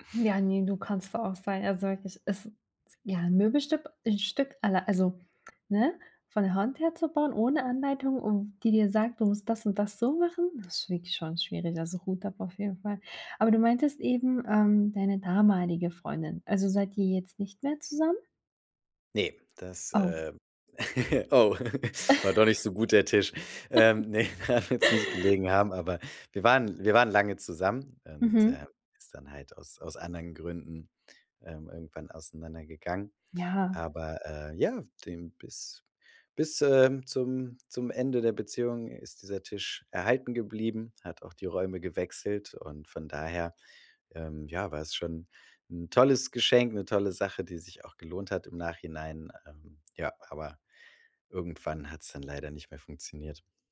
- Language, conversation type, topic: German, podcast, Was war dein stolzestes Bastelprojekt bisher?
- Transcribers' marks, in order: "Möbelstück" said as "Möbelstüb"; laugh; giggle; laugh; laughing while speaking: "ne, daran"; laugh